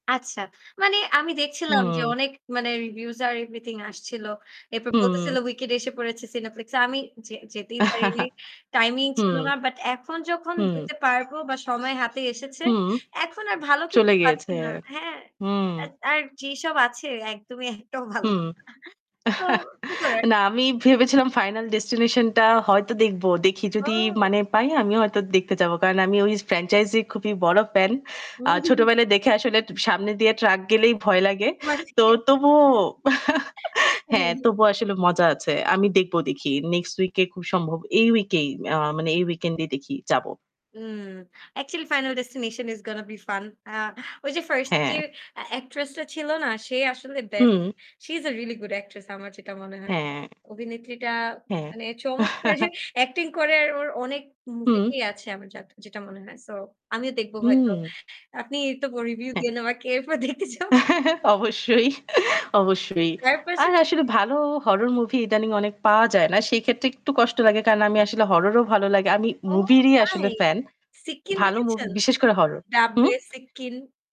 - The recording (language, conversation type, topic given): Bengali, unstructured, সাধারণত ছুটির দিনে আপনি কী করেন?
- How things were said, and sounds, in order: in English: "reviews"; in English: "everything"; static; chuckle; horn; laughing while speaking: "মই একটাও ভালো না"; distorted speech; chuckle; in English: "franchise"; unintelligible speech; laugh; in English: "is gonna be fun!"; in English: "she is a really good actress"; chuckle; unintelligible speech; laughing while speaking: "এরপর দেখতে যাব"; laughing while speaking: "অবশ্যই, অবশ্যই"